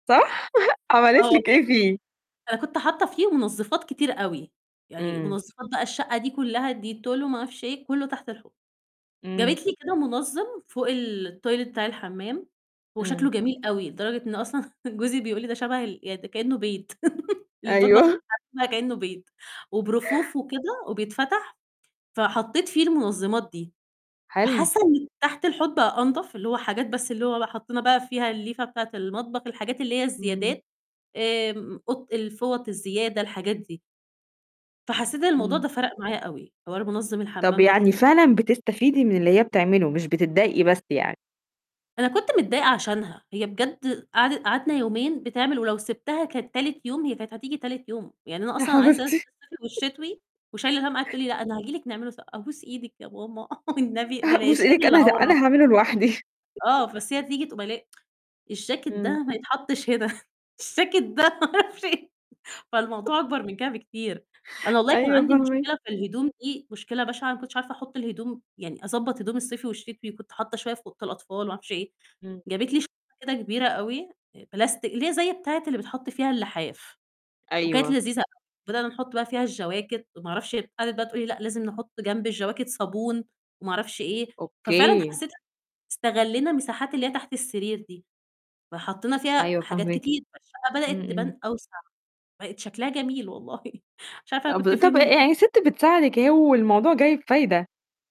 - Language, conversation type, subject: Arabic, podcast, إزاي تنظم المساحات الصغيرة بذكاء؟
- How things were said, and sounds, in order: chuckle; in English: "التويلت"; laughing while speaking: "أصلًا"; laughing while speaking: "أيوه"; chuckle; tapping; other background noise; laughing while speaking: "يا حبيبتي"; chuckle; chuckle; laughing while speaking: "أبوس أيدِك أنا د أنا هاعمله لوحدي"; unintelligible speech; chuckle; tsk; laughing while speaking: "هنا، الجاكت ده ما أعرفش إيه"; chuckle; distorted speech; laughing while speaking: "جميل والله"